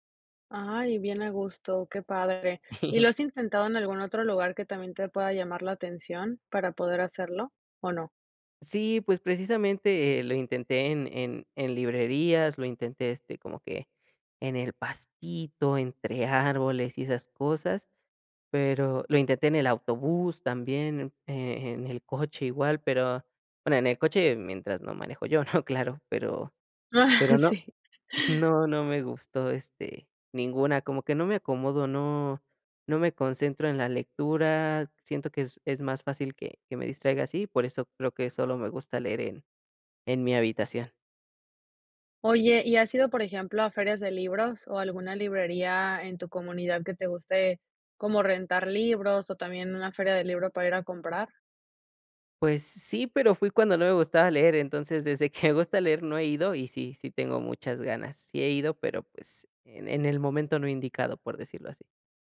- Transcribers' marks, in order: giggle; chuckle
- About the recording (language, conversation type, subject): Spanish, podcast, ¿Por qué te gustan tanto los libros?